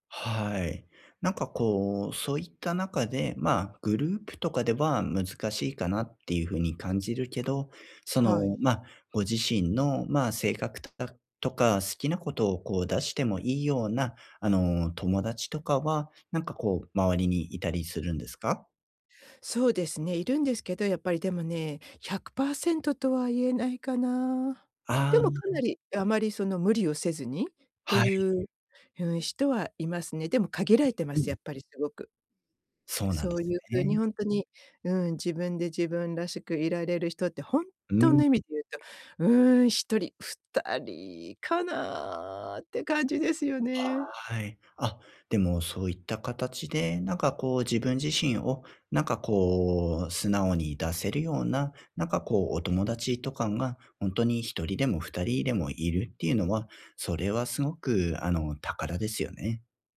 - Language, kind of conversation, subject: Japanese, advice, グループの中で自分の居場所が見つからないとき、どうすれば馴染めますか？
- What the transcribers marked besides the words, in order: "人" said as "しと"; other background noise